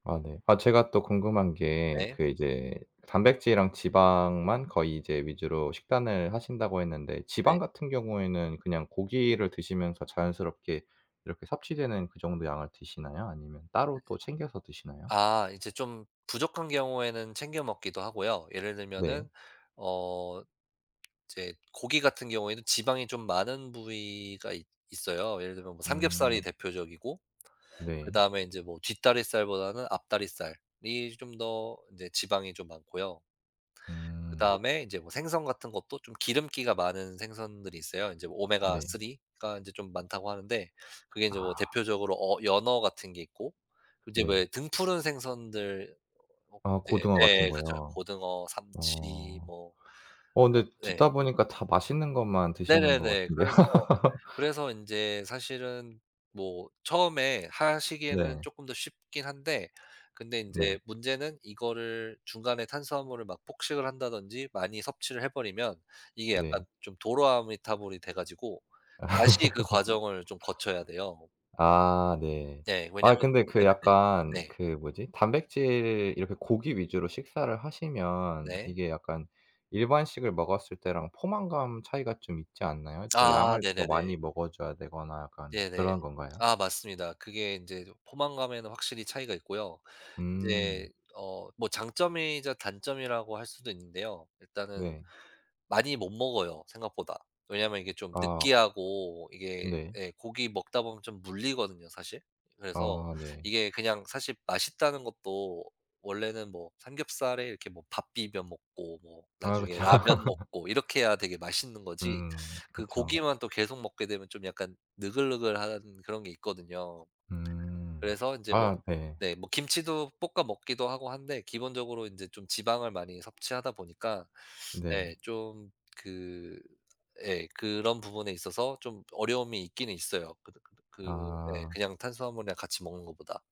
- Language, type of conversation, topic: Korean, podcast, 식단을 꾸준히 지키는 비결은 무엇인가요?
- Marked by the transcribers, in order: other background noise; tapping; laughing while speaking: "같은데요"; laugh; laugh; laugh